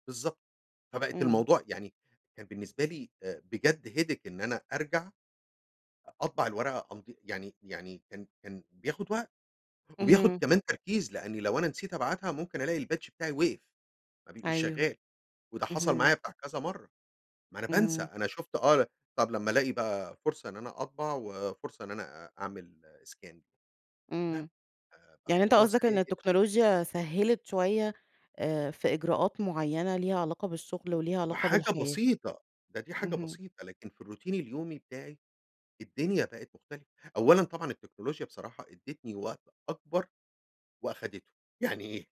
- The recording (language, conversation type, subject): Arabic, podcast, إزاي التكنولوجيا بتأثر على روتينك اليومي؟
- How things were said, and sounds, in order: in English: "headache"; in English: "الpatch"; in English: "scan"; in English: "الروتين"